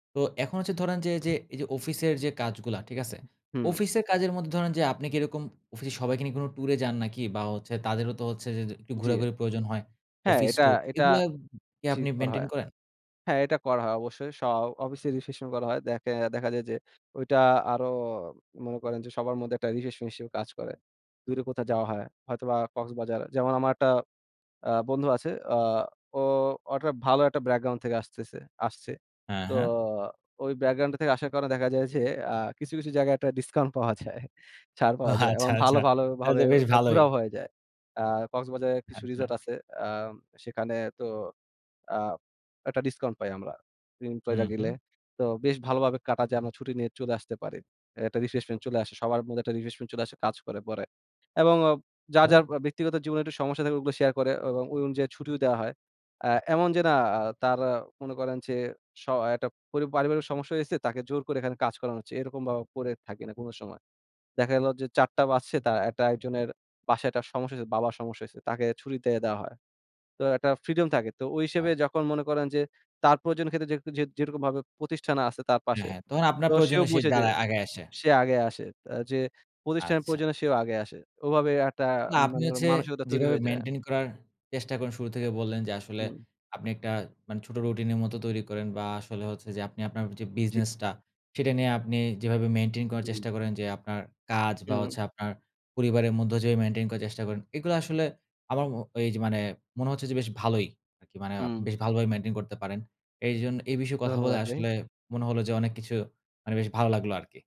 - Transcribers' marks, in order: tapping; "রিফ্রেশমেন্ট" said as "রিফ্রেশমেন"; "রিফ্রেশমেন্ট" said as "রিফেশমেশ"; "একটা" said as "অ্যাটা"; "একটা" said as "অ্যাটা"; "ব্যাকগ্রাউন্ড" said as "ব্র্যাকগ্রাউন"; scoff; scoff; unintelligible speech; "একটা" said as "অ্যাটা"; "প্রতিষ্ঠানে" said as "পতিশঠান"; "প্রতিষ্ঠানের" said as "পতিশঠানের"; "একটা" said as "অ্যাটা"
- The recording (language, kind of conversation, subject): Bengali, podcast, কাজ আর শখের মধ্যে কীভাবে সঠিক ভারসাম্য রাখেন?